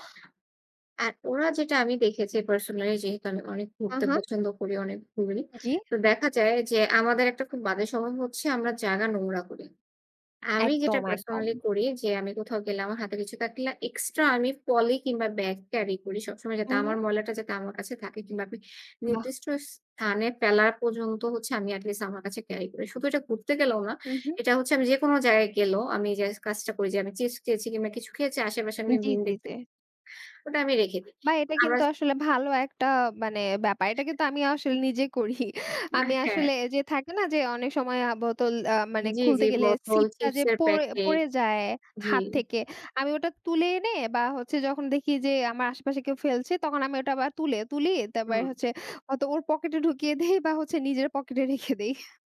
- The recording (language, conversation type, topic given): Bengali, unstructured, আপনি কি মনে করেন, পর্যটন শিল্প আমাদের সংস্কৃতি নষ্ট করছে?
- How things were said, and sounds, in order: other background noise; tapping; "আমি" said as "আপি"; "জায়গায়" said as "যায়ায়"; laughing while speaking: "করি"; "হয়তো" said as "হতো"; laughing while speaking: "ঢুকিয়ে দেই"; laughing while speaking: "রেখে দেই"